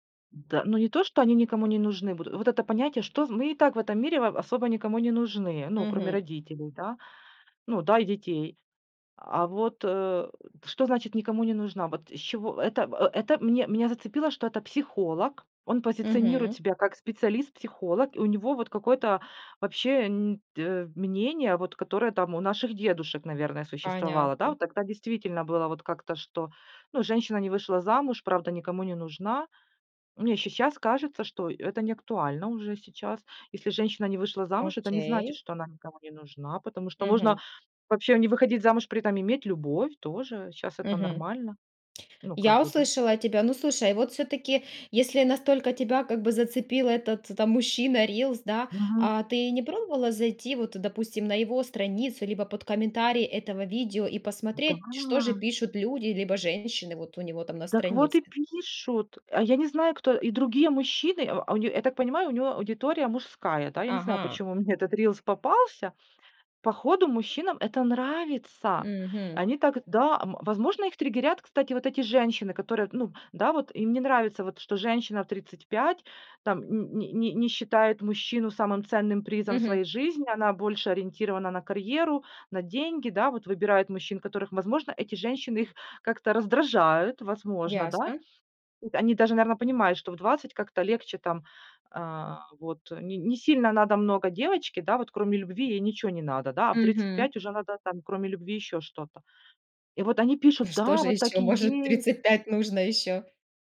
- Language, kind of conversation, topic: Russian, podcast, Как не утонуть в чужих мнениях в соцсетях?
- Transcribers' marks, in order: tapping; surprised: "Да"; laughing while speaking: "мне"; other background noise; chuckle